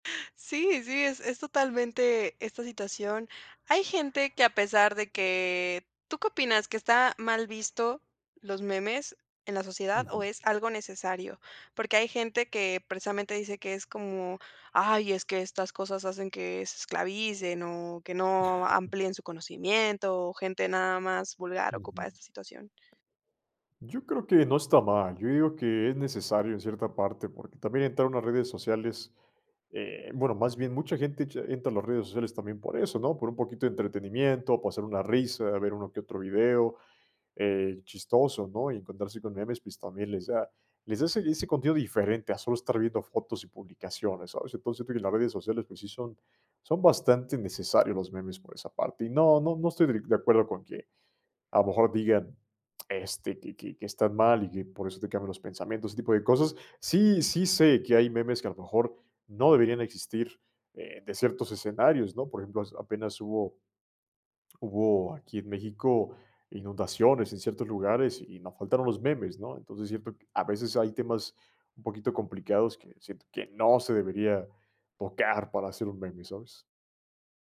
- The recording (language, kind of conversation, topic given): Spanish, podcast, ¿Por qué crees que los memes se vuelven tan poderosos socialmente?
- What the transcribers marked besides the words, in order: other background noise